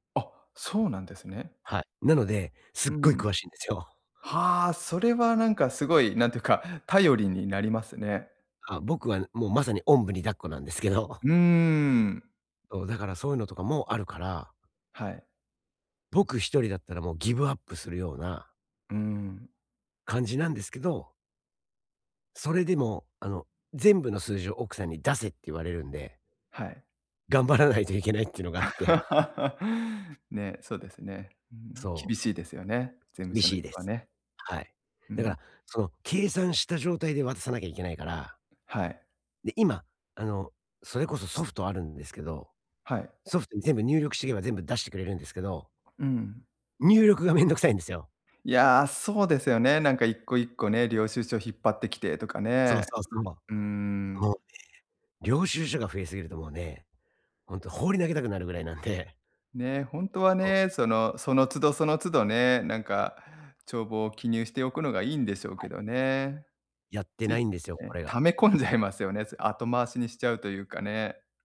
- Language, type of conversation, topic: Japanese, advice, 税金と社会保障の申告手続きはどのように始めればよいですか？
- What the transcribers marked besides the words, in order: laugh; other background noise; chuckle